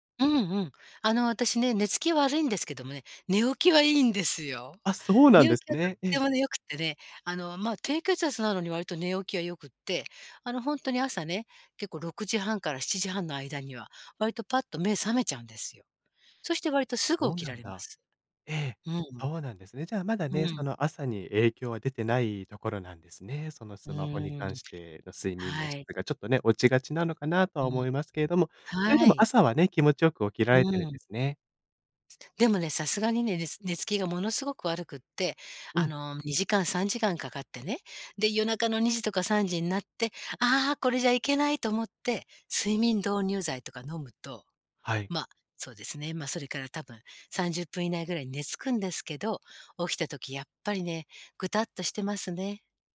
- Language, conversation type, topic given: Japanese, advice, 夜にスマホを見てしまって寝付けない習慣をどうすれば変えられますか？
- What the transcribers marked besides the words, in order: joyful: "寝起きはいいんですよ"; lip smack